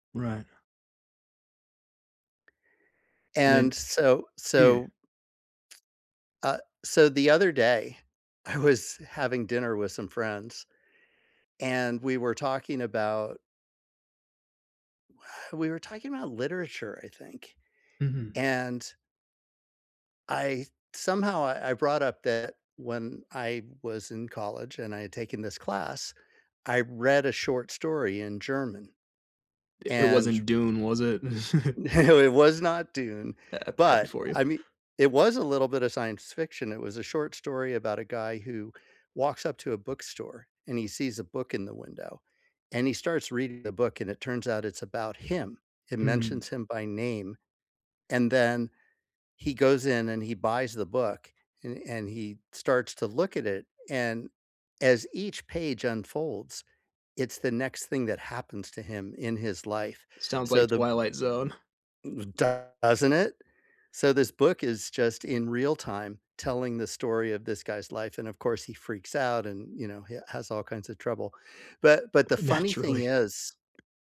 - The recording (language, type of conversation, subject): English, unstructured, Who is a teacher or mentor who has made a big impact on you?
- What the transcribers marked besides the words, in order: other background noise; laughing while speaking: "I was"; chuckle; laughing while speaking: "No, it was"; tapping; laughing while speaking: "Naturally"